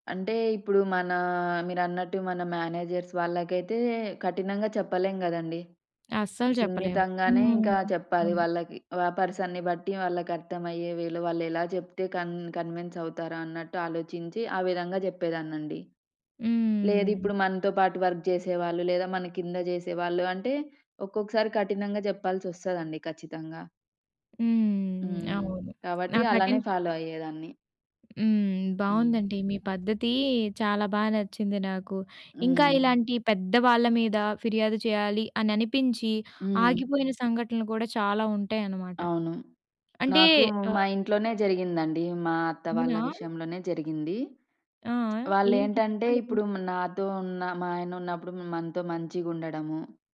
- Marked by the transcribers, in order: in English: "మేనేజర్స్"; tapping; in English: "పర్సన్‌ని"; in English: "వేలో"; in English: "కన్ కన్విన్స్"; in English: "వర్క్"; in English: "ఫాలో"; other background noise
- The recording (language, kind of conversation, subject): Telugu, podcast, ఒకరిపై ఫిర్యాదు చేయాల్సి వచ్చినప్పుడు మీరు ఎలా ప్రారంభిస్తారు?